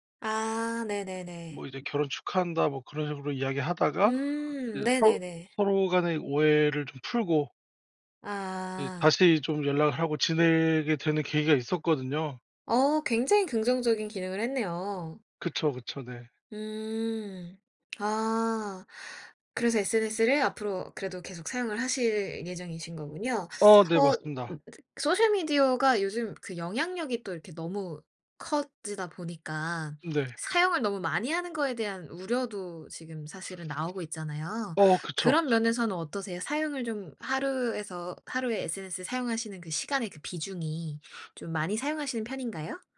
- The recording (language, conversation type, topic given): Korean, podcast, SNS가 일상에 어떤 영향을 준다고 보세요?
- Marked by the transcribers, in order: tapping; other background noise; other noise